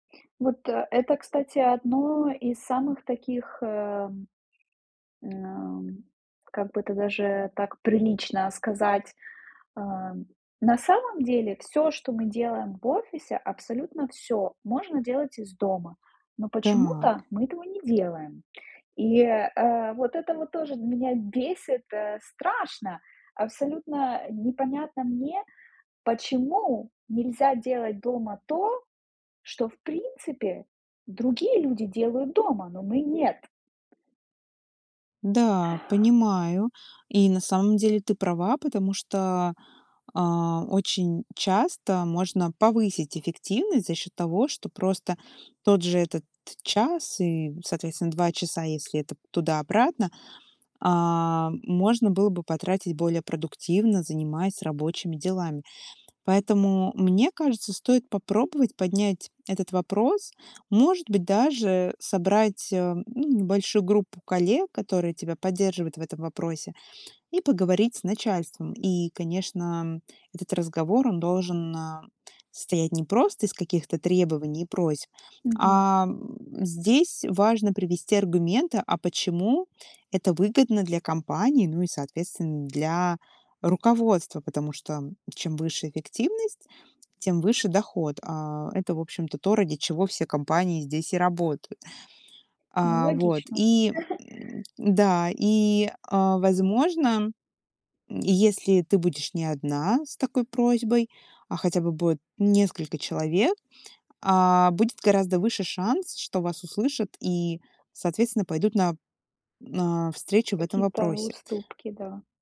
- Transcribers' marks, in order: other background noise; chuckle
- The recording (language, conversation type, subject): Russian, advice, Почему повседневная рутина кажется вам бессмысленной и однообразной?